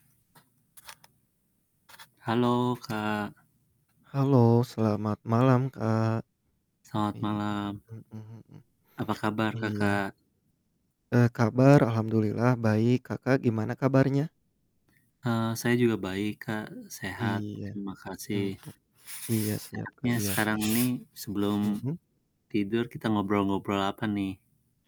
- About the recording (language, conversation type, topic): Indonesian, unstructured, Bagaimana kamu menjaga romantisme dalam hubungan jangka panjang?
- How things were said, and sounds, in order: mechanical hum; other background noise